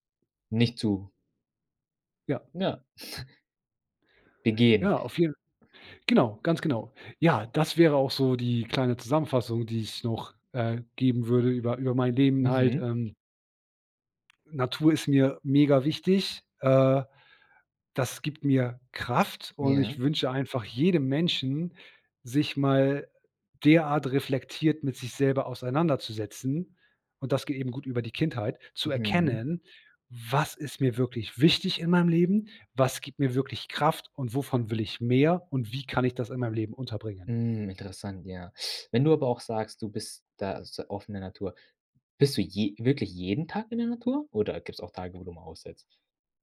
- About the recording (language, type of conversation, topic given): German, podcast, Wie wichtig ist dir Zeit in der Natur?
- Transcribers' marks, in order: chuckle; stressed: "Was"; stressed: "wichtig"